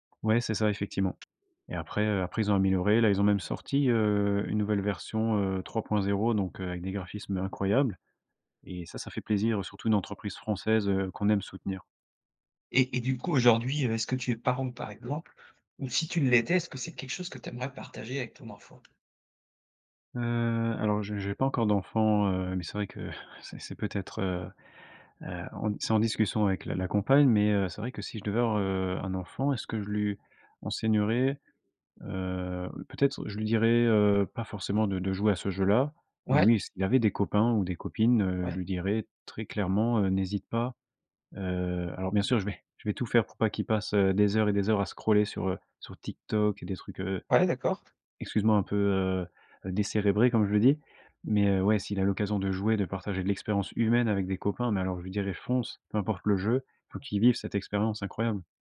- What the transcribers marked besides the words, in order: other noise; drawn out: "heu"; tapping; laugh; drawn out: "Heu"; drawn out: "Heu"; in English: "scroller"; other background noise; stressed: "humaine"
- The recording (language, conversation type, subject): French, podcast, Quelle expérience de jeu vidéo de ton enfance te rend le plus nostalgique ?